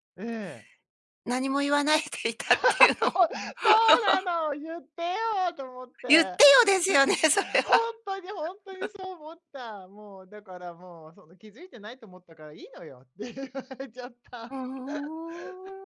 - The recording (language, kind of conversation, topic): Japanese, unstructured, あなたの価値観を最も大きく変えた出来事は何でしたか？
- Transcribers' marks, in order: laughing while speaking: "何も言わないでいたっていうのを"; laugh; laughing while speaking: "そう、そうなの！言ってよと思って"; laugh; laughing while speaking: "それは"; chuckle; laughing while speaking: "言われちゃった"; laugh; other noise